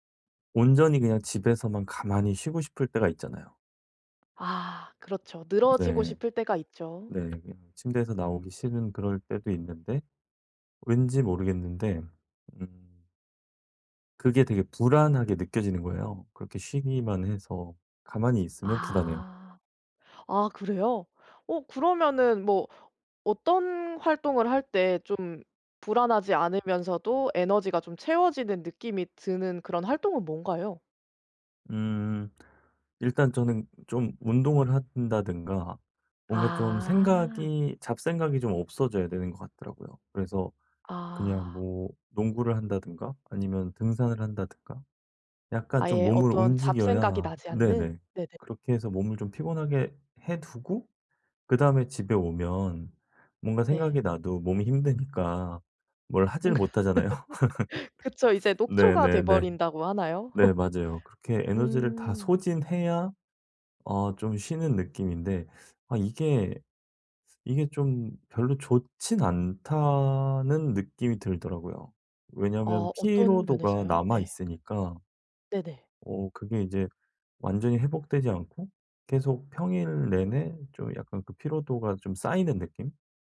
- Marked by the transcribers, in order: other background noise; tapping; laugh; laugh; laugh
- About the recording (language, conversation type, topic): Korean, advice, 주말에 계획을 세우면서도 충분히 회복하려면 어떻게 하면 좋을까요?